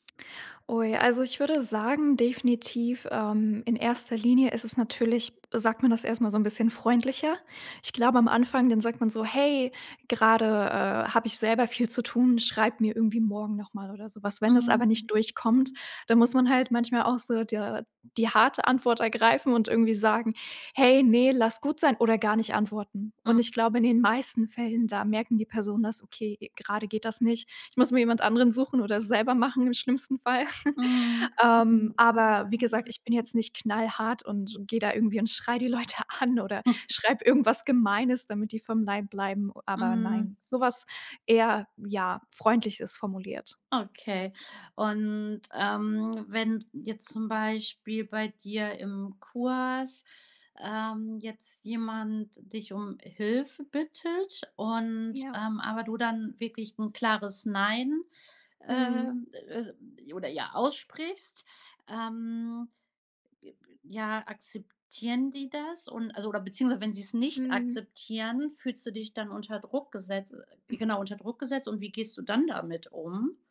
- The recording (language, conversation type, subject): German, podcast, Wie gibst du Unterstützung, ohne dich selbst aufzuopfern?
- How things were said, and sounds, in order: background speech; chuckle; laughing while speaking: "schreie die Leute an"; chuckle; chuckle